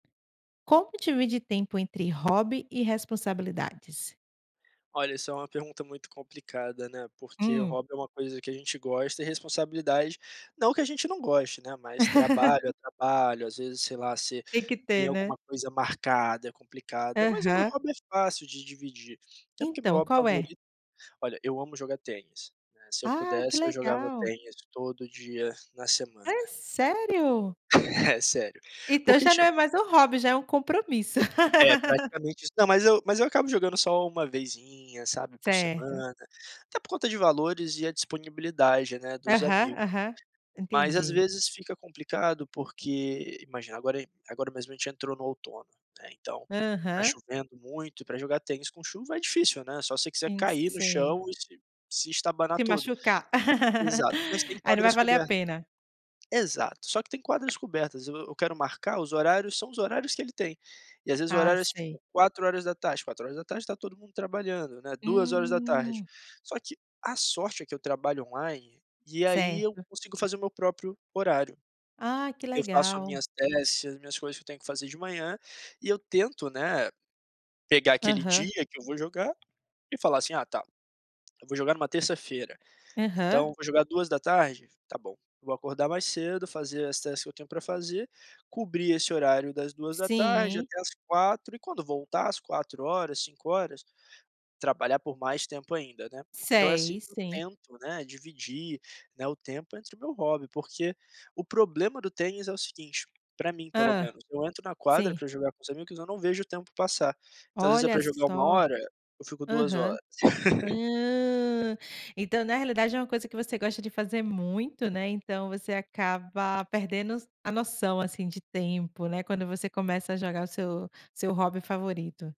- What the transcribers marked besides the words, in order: tapping; other background noise; laugh; chuckle; laugh; laugh; in English: "tasks"; in English: "task"; laugh
- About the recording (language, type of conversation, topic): Portuguese, podcast, Como você divide seu tempo entre hobbies e responsabilidades?